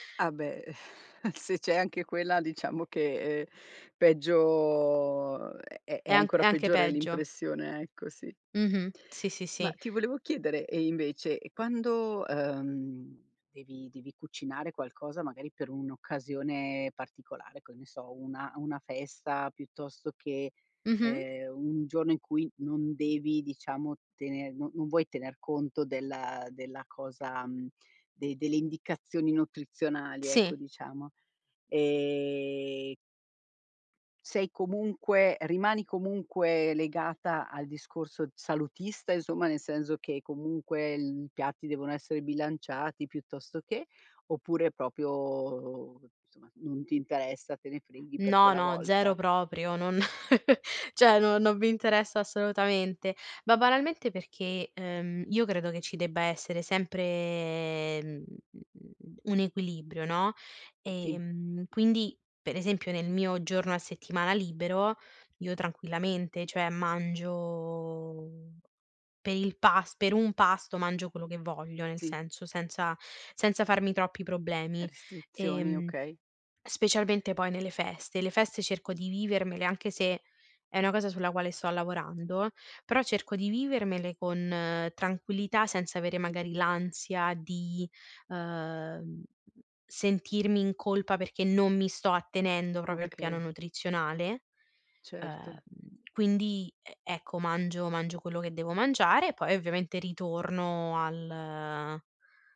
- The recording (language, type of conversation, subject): Italian, podcast, Come prepari piatti nutrienti e veloci per tutta la famiglia?
- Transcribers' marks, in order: chuckle; "che" said as "coe"; "senso" said as "senzo"; "proprio" said as "propio"; chuckle; "cioè" said as "ceh"; tapping; drawn out: "mangio"; "proprio" said as "probio"